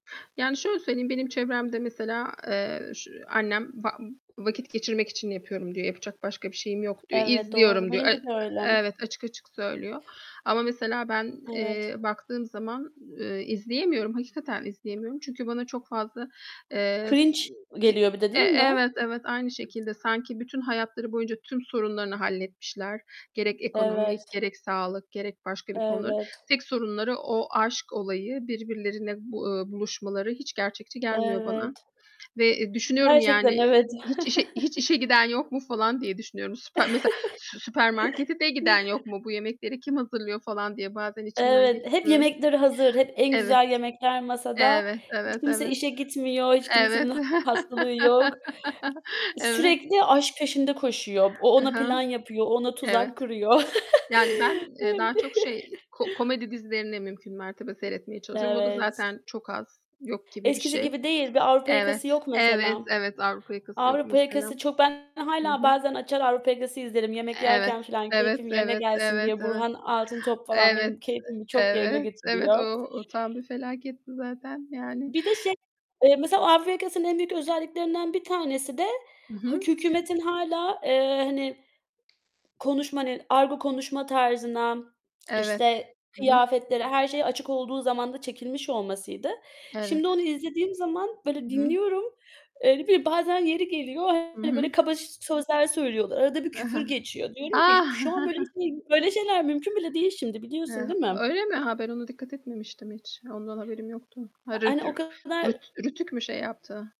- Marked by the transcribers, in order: static; tapping; other background noise; in English: "Cringe"; chuckle; chuckle; unintelligible speech; laugh; distorted speech; giggle; chuckle; unintelligible speech
- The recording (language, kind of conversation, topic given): Turkish, unstructured, Popüler diziler gerçek hayatı ne kadar yansıtıyor?